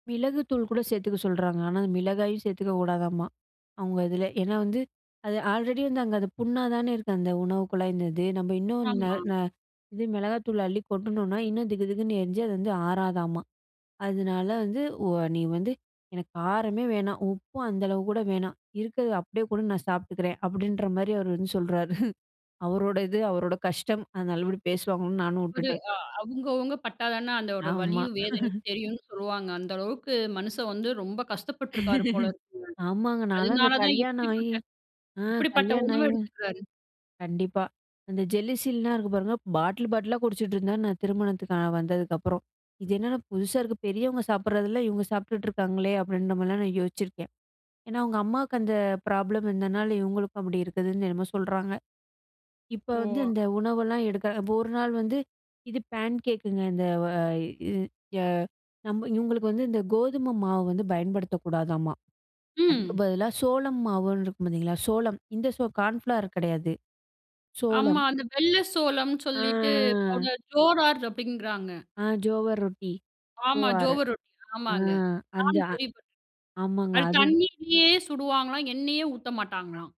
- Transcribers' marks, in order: in English: "ஆல்ரெடி"; unintelligible speech; tapping; chuckle; laugh; other background noise; laugh; in English: "ப்ராப்ளம்"; drawn out: "ஆ"
- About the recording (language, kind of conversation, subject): Tamil, podcast, காலை உணவைத் தேர்வு செய்வதில் உங்கள் கருத்து என்ன?